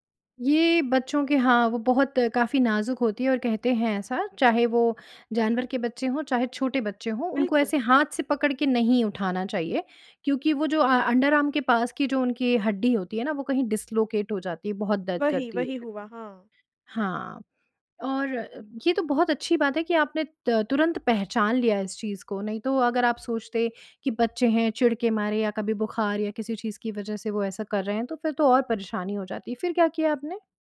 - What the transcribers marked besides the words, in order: in English: "अ अंडरआर्म"; in English: "डिस्लॉकेट"; tapping
- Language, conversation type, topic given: Hindi, podcast, क्या आपने कभी किसी आपातकाल में ठंडे दिमाग से काम लिया है? कृपया एक उदाहरण बताइए।
- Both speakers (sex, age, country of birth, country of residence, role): female, 25-29, India, India, guest; female, 35-39, India, India, host